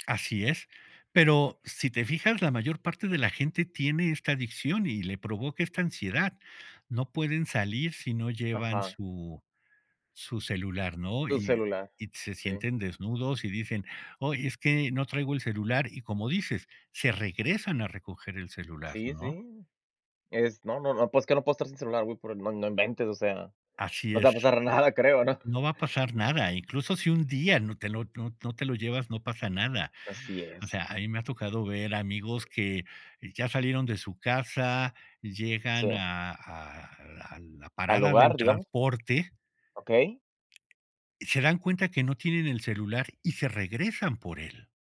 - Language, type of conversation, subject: Spanish, podcast, ¿Cómo sería para ti un buen equilibrio entre el tiempo frente a la pantalla y la vida real?
- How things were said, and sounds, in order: other background noise; tapping